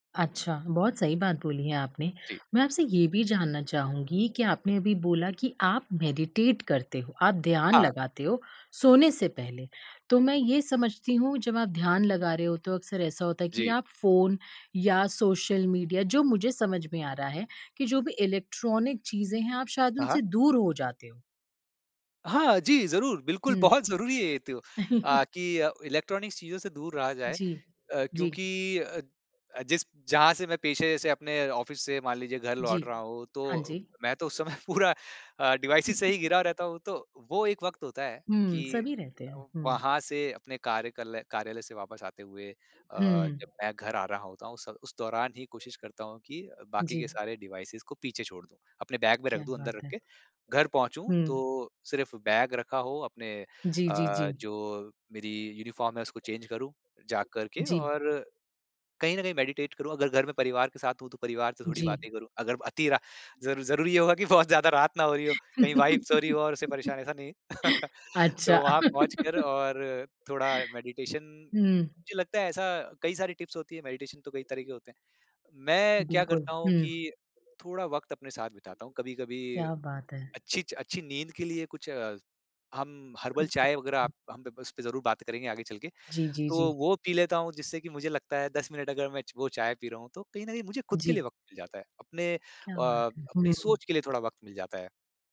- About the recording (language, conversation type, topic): Hindi, podcast, नींद बेहतर करने के लिए आपके सबसे काम आने वाले सुझाव क्या हैं?
- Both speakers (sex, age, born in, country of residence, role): female, 30-34, India, India, host; male, 35-39, India, India, guest
- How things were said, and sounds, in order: in English: "मेडिटेट"; in English: "इलेक्ट्रॉनिक"; chuckle; in English: "इलेक्ट्रॉनिक्स"; in English: "ऑफ़िस"; laughing while speaking: "समय पूरा"; in English: "डिवाइसेस"; chuckle; tapping; in English: "डिवाइसेस"; other background noise; in English: "यूनिफ़ॉर्म"; in English: "चेंज़"; in English: "मेडिटेट"; laughing while speaking: "बहुत ज़्यादा"; in English: "वाइफ़"; laugh; laugh; laughing while speaking: "अच्छा"; laugh; in English: "मेडिटेशन"; in English: "टिप्स"; in English: "मेडिटेशन"; in English: "हर्बल"